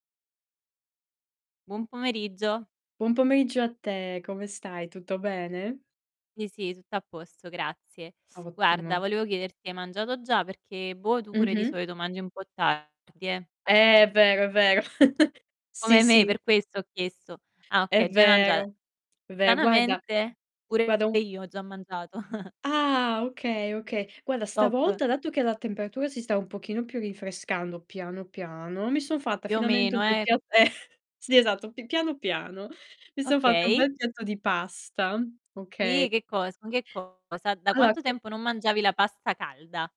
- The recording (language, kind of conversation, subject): Italian, unstructured, Qual è il piatto che ti mette sempre di buon umore?
- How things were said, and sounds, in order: distorted speech; chuckle; chuckle; in English: "Top"; laughing while speaking: "eh"; "Sì" said as "ì"; unintelligible speech